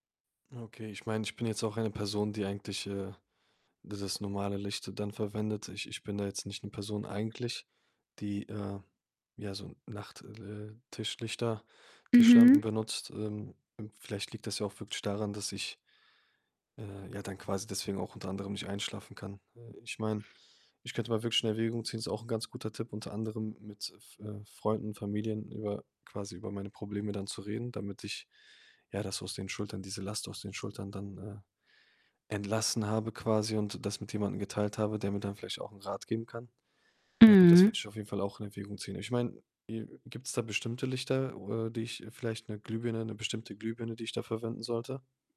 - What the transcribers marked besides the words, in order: tapping; static; distorted speech; other background noise
- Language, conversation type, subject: German, advice, Wie kann ich zur Ruhe kommen, wenn meine Gedanken vor dem Einschlafen kreisen?